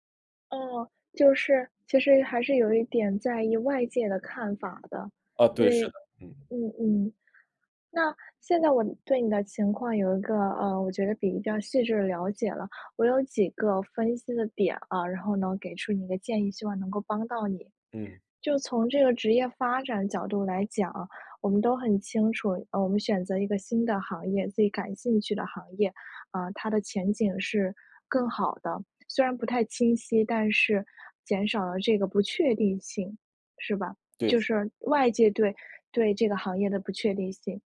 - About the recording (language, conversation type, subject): Chinese, advice, 我该选择进修深造还是继续工作？
- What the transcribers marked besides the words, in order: none